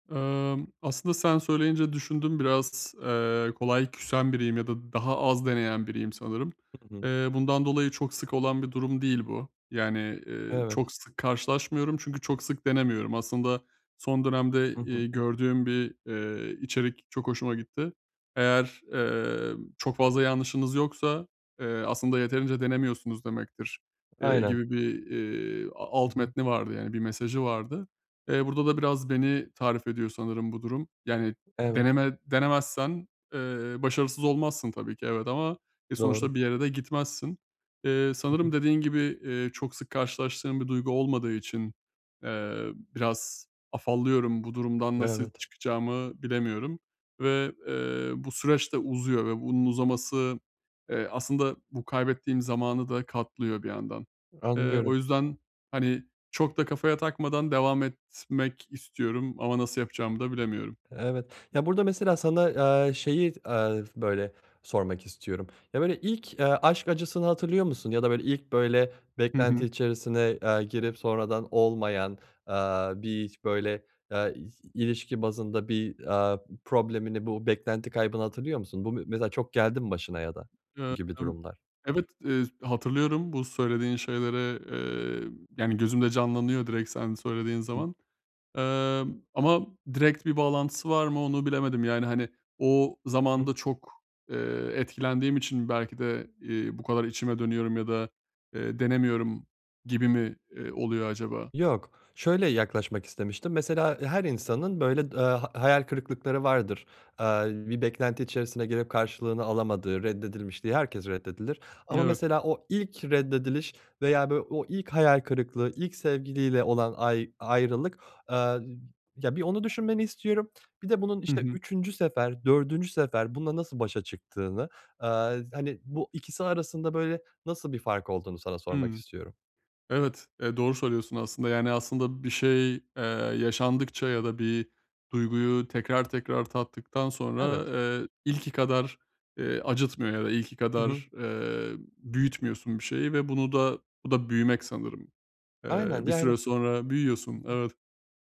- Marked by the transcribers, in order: tapping; unintelligible speech; unintelligible speech; unintelligible speech
- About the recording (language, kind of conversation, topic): Turkish, advice, Beklentilerim yıkıldıktan sonra yeni hedeflerimi nasıl belirleyebilirim?